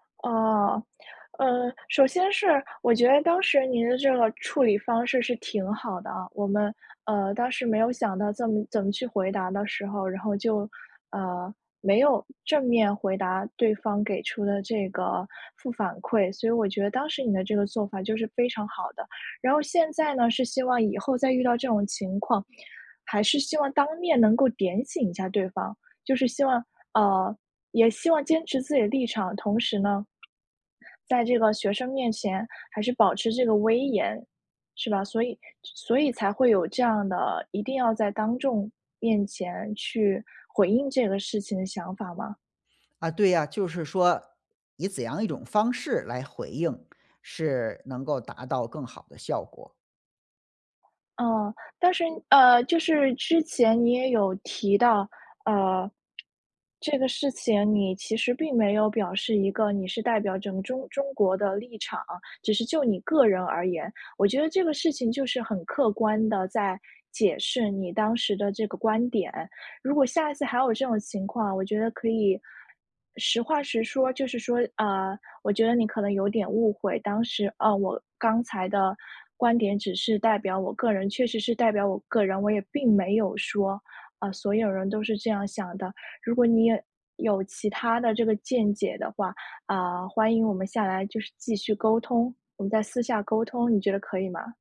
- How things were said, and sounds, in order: other background noise; tapping
- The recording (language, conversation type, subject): Chinese, advice, 在聚会中被当众纠正时，我感到尴尬和愤怒该怎么办？